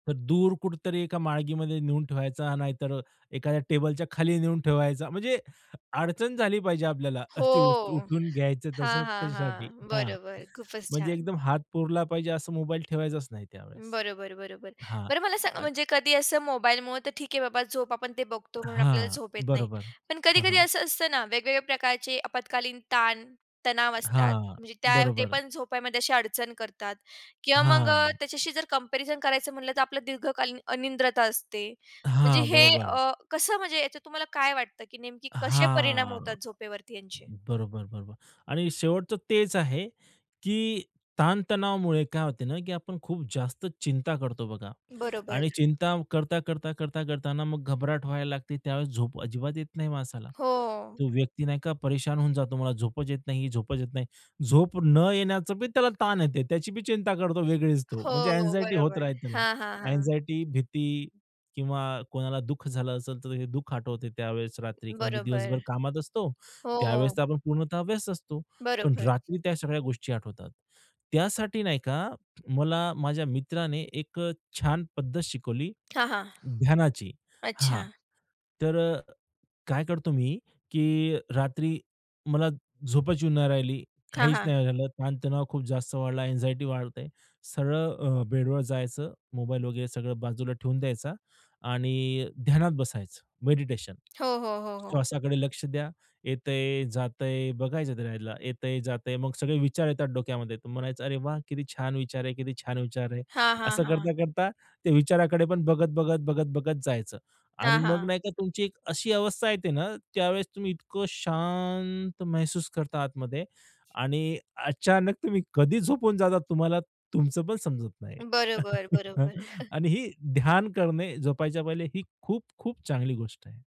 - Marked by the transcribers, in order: other background noise; unintelligible speech; tapping; drawn out: "हां"; in English: "अँक्साइटी"; in English: "अँक्साइटी"; lip smack; in English: "अँक्साइटी"; laughing while speaking: "तुम्ही कधी झोपून"; chuckle
- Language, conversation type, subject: Marathi, podcast, झोप यायला अडचण आली तर तुम्ही साधारणतः काय करता?